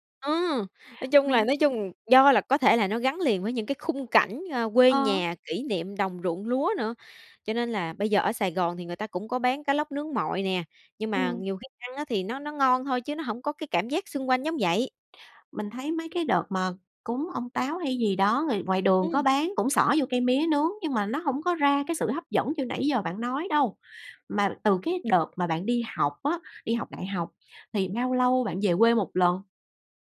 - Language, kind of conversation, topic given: Vietnamese, podcast, Có món ăn nào khiến bạn nhớ về nhà không?
- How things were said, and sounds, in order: tapping; other background noise